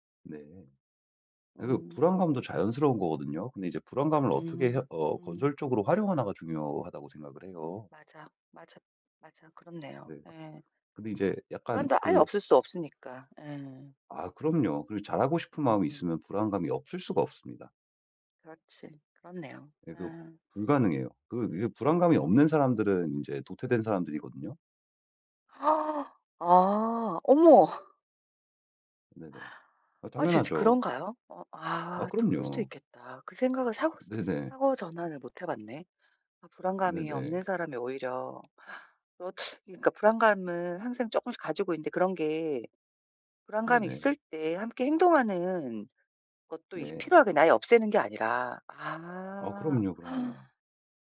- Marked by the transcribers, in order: tapping; other background noise; gasp; inhale; unintelligible speech; gasp
- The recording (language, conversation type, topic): Korean, advice, 불안할 때 자신감을 천천히 키우려면 어떻게 해야 하나요?